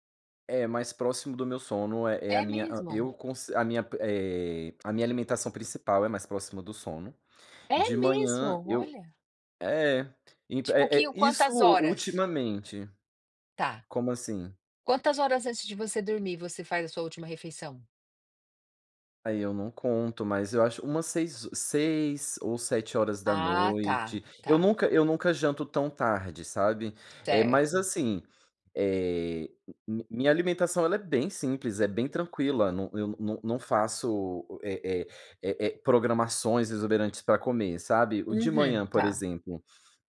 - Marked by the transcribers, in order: tapping
- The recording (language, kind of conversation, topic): Portuguese, podcast, Que hábitos noturnos ajudam você a dormir melhor?